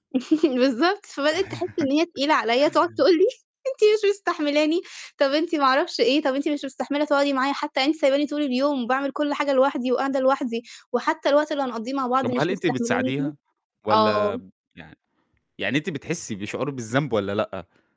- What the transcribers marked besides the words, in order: laugh; laughing while speaking: "تقول لي: أنت مش مستحملاني"; distorted speech
- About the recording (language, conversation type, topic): Arabic, podcast, إزاي أتعامل مع إحساس الذنب لما آخد وقت لنفسي؟